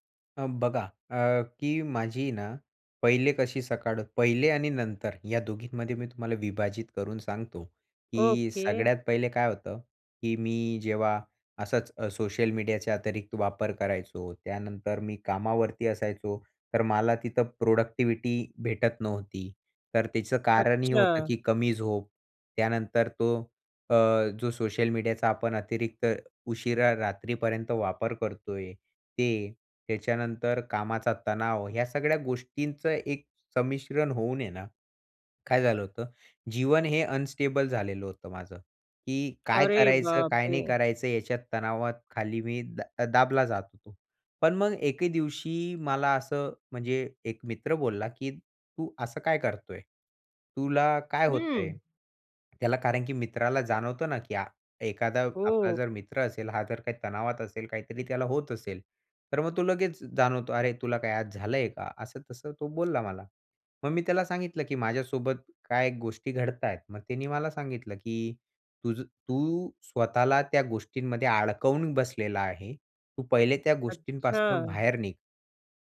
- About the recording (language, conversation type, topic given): Marathi, podcast, सकाळी ऊर्जा वाढवण्यासाठी तुमची दिनचर्या काय आहे?
- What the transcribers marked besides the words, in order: in English: "प्रोडक्टिव्हिटी"; other background noise; tapping; in English: "अनस्टेबल"; surprised: "अरे बाप रे!"